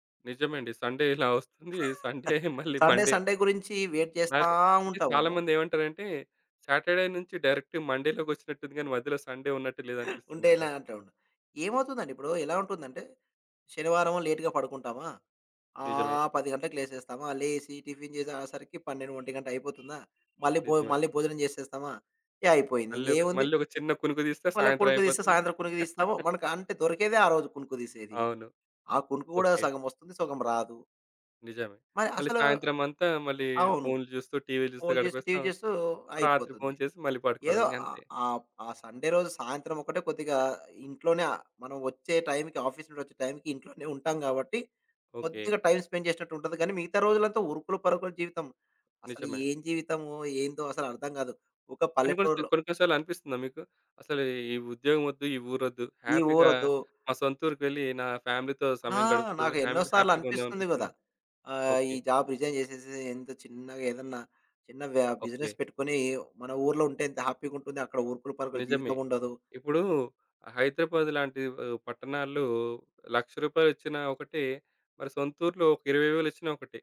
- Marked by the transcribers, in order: in English: "సండే"; chuckle; in English: "సండే, సండే"; laughing while speaking: "సండే మళ్ళీ మండే"; in English: "సండే"; in English: "మండే"; in English: "వెయిట్"; in English: "సాటర్డే"; in English: "డైరెక్ట్‌గా మండేలోకొచ్చినట్టుందిగానీ"; in English: "సండే"; in English: "లేట్‌గా"; in English: "టిఫిన్"; horn; chuckle; in English: "టైమ్‌కి ఆఫీస్"; in English: "టైమ్ స్పెండ్"; in English: "హ్యాపీగా"; in English: "ఫ్యామిలీతో"; in English: "హ్యామి హ్యాపీగా"; in English: "జాబ్ రిజైన్"; in English: "బిజినెస్"; in English: "హ్యాపీగా"
- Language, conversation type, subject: Telugu, podcast, కుటుంబంతో గడిపే సమయం కోసం మీరు ఏ విధంగా సమయ పట్టిక రూపొందించుకున్నారు?